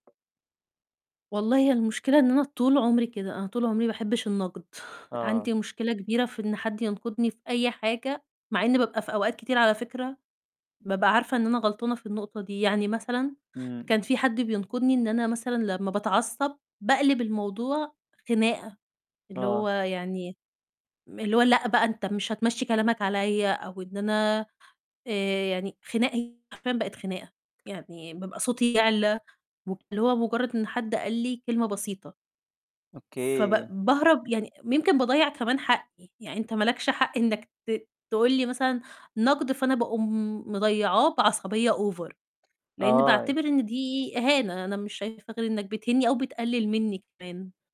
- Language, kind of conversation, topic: Arabic, advice, إزاي أقدر أتقبل النقد البنّاء عشان أطوّر مهاراتي من غير ما أحس إني اتجرحت؟
- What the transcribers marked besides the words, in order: tapping; other noise; distorted speech; in English: "over"; other background noise